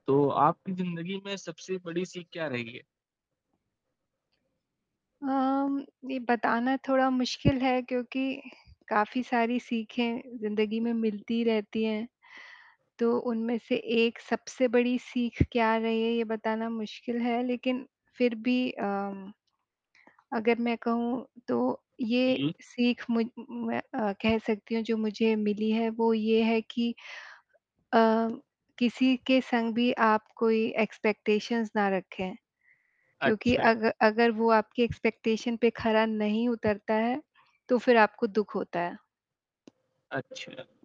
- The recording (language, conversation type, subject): Hindi, unstructured, आपकी ज़िंदगी में अब तक की सबसे बड़ी सीख क्या रही है?
- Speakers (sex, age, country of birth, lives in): female, 45-49, India, India; male, 18-19, India, India
- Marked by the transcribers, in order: static; other background noise; distorted speech; in English: "एक्सपेक्टेशंस"; in English: "एक्सपेक्टेशन"